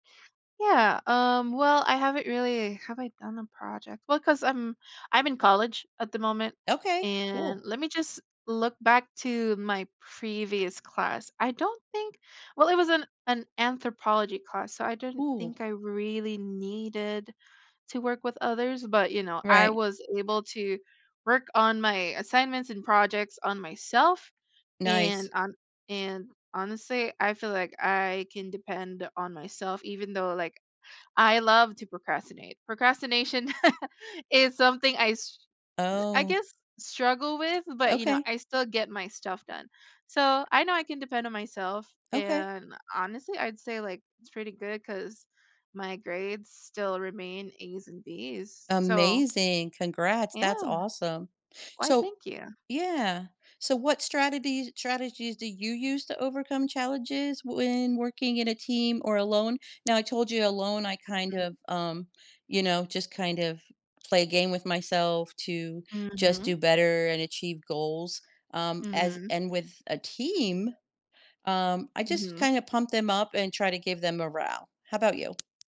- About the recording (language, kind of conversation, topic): English, unstructured, How do you decide whether to work with others or on your own to be most effective?
- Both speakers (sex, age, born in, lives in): female, 20-24, Philippines, United States; female, 60-64, United States, United States
- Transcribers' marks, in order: tapping; chuckle; "strategies" said as "stratedies"